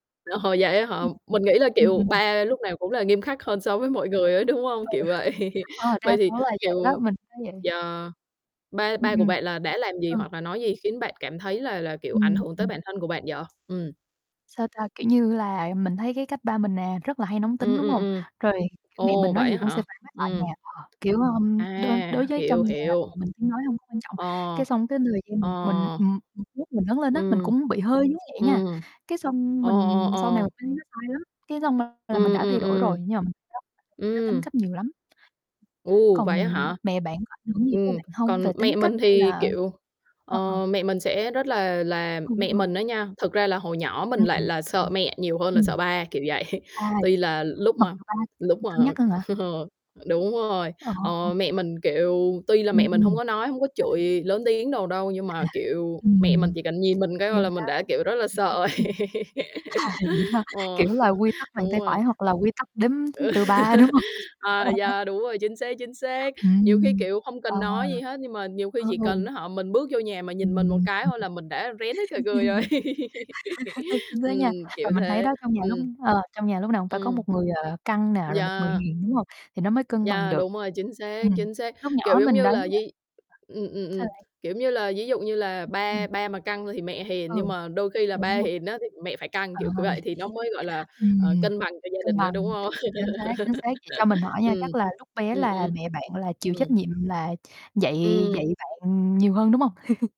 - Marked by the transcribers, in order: other background noise; laughing while speaking: "Ờ"; unintelligible speech; distorted speech; unintelligible speech; chuckle; laughing while speaking: "đúng hông?"; laughing while speaking: "vậy"; laugh; tapping; mechanical hum; unintelligible speech; unintelligible speech; unintelligible speech; unintelligible speech; chuckle; laughing while speaking: "ờ"; unintelligible speech; chuckle; laughing while speaking: "À, vậy đó hả?"; laughing while speaking: "rồi"; laugh; chuckle; laugh; laughing while speaking: "đúng hông?"; laugh; chuckle; laughing while speaking: "Chính xác nha"; laughing while speaking: "rồi"; laugh; unintelligible speech; laugh; laugh; static; chuckle
- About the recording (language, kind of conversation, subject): Vietnamese, unstructured, Ai trong gia đình có ảnh hưởng lớn nhất đến bạn?